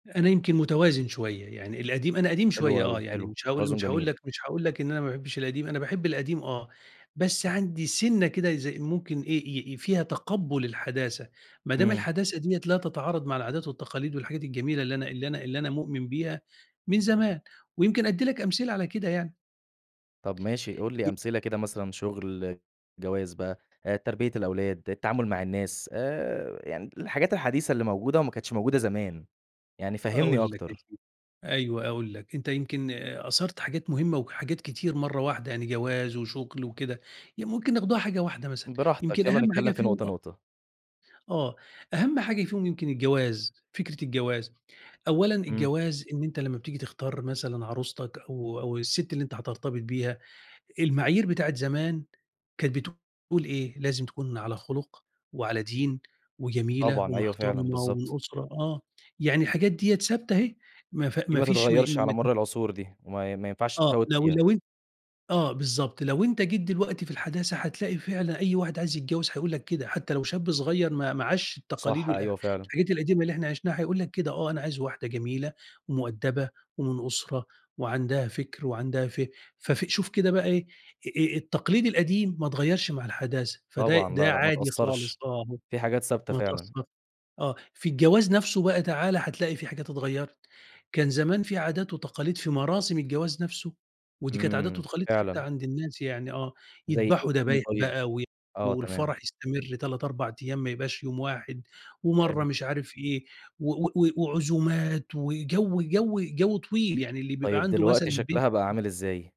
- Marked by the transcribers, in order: tapping; unintelligible speech; unintelligible speech
- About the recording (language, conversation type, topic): Arabic, podcast, إزاي بتحافظوا على التوازن بين الحداثة والتقليد في حياتكم؟